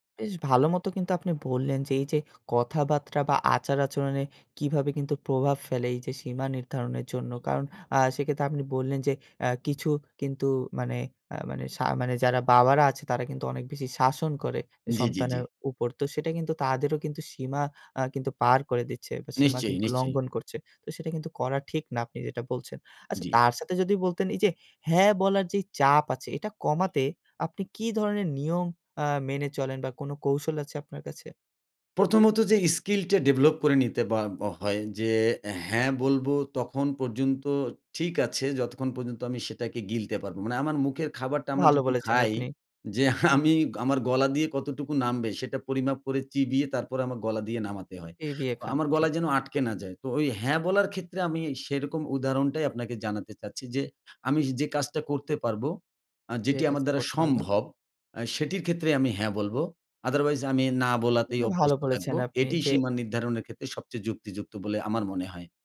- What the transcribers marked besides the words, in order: "কথাবার্তা" said as "কথাবাত্রা"; horn; tapping; in English: "develop"; laughing while speaking: "আমি"; in English: "Otherwise"
- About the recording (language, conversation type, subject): Bengali, podcast, নিজের সীমা নির্ধারণ করা কীভাবে শিখলেন?